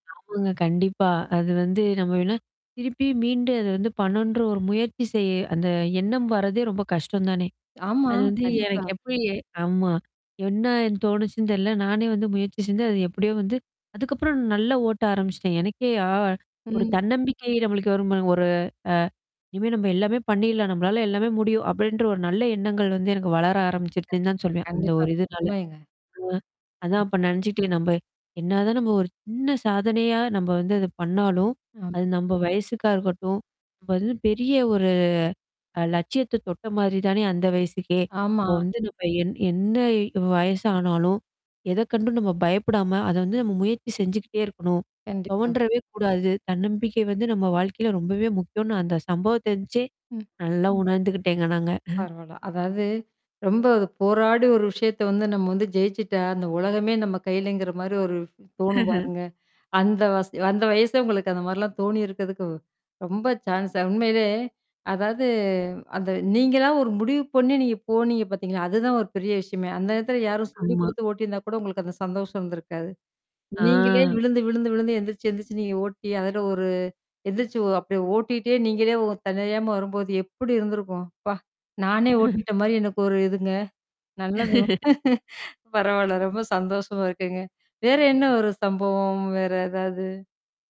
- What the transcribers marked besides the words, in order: distorted speech; tapping; "பண்ணணுன்ற" said as "பண்ணன்ற"; other street noise; trusting: "அதுக்கப்புறம் நல்லா ஓட்ட ஆரம்பிச்சுட்டேன். எனக்கே ஆ"; other noise; static; drawn out: "ஒரு"; chuckle; laugh; in English: "ச்சான்ஸ்ஸு"; drawn out: "ஆ"; chuckle; laugh; laughing while speaking: "பரவால்ல ரொம்ப சந்தோஷமா இருக்குங்க"
- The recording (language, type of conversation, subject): Tamil, podcast, உங்கள் சிறுவயது நினைவுகளில் முக்கியமான ஒரு சம்பவத்தைப் பற்றி சொல்ல முடியுமா?